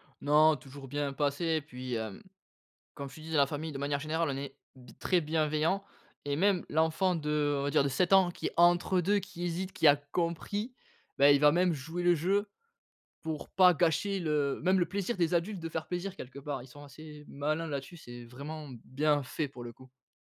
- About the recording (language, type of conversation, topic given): French, podcast, Peux-tu nous parler d’une tradition familiale qui a changé d’une génération à l’autre ?
- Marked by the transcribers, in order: none